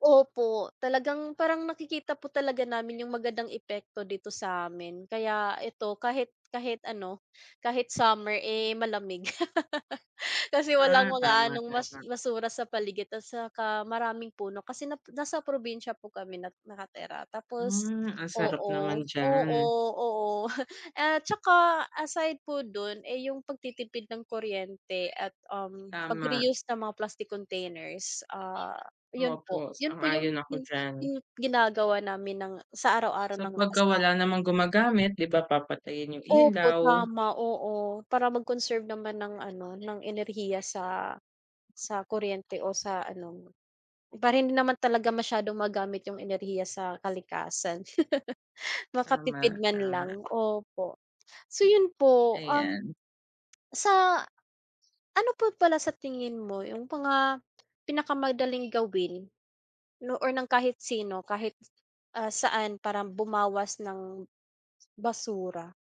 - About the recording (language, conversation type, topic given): Filipino, unstructured, Ano ang mga simpleng paraan para makatulong sa kalikasan araw-araw?
- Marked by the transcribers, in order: other background noise; tapping; laugh; chuckle; laugh